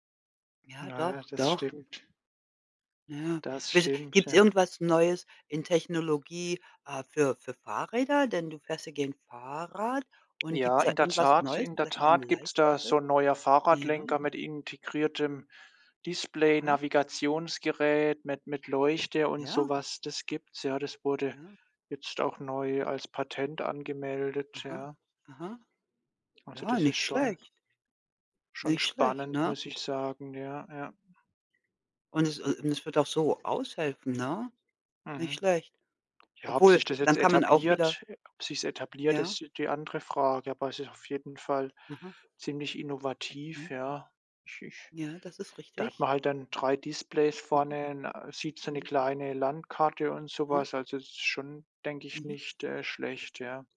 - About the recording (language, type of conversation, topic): German, unstructured, Was fasziniert dich an neuen Erfindungen?
- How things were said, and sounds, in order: none